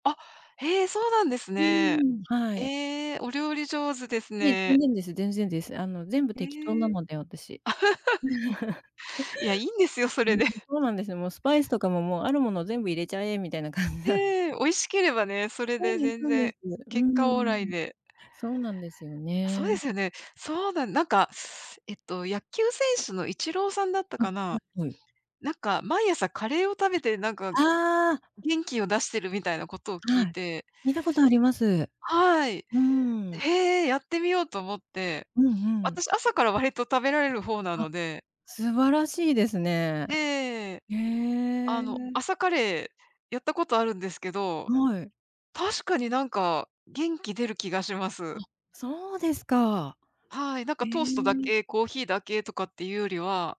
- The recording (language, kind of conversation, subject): Japanese, unstructured, 食べると元気が出る料理はありますか？
- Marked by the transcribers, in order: laugh; laughing while speaking: "感じなん"; teeth sucking